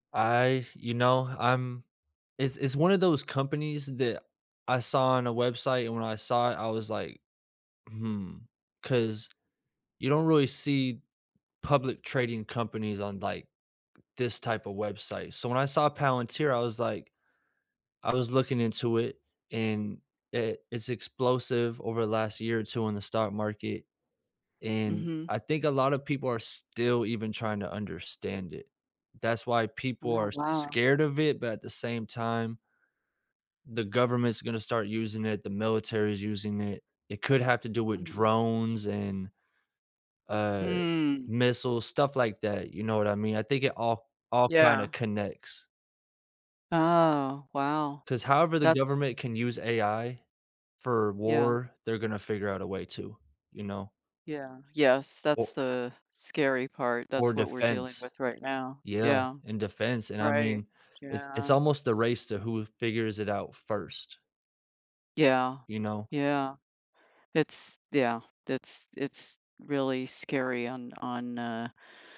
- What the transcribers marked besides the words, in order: none
- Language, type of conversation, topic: English, unstructured, What is one news event that changed how you see the world?